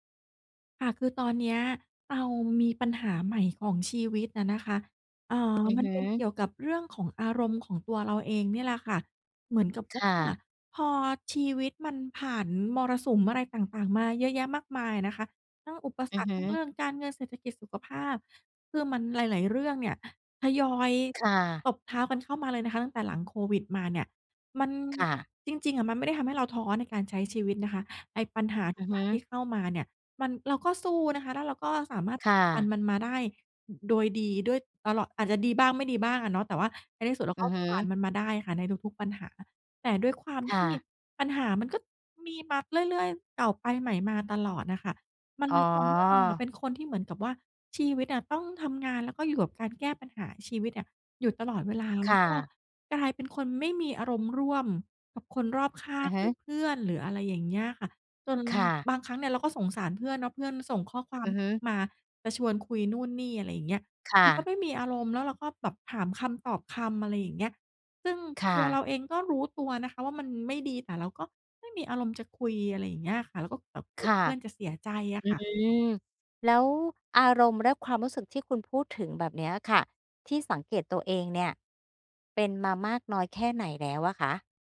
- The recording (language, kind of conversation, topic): Thai, advice, ทำไมฉันถึงรู้สึกชาทางอารมณ์ ไม่มีความสุข และไม่ค่อยรู้สึกผูกพันกับคนอื่น?
- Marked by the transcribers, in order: tapping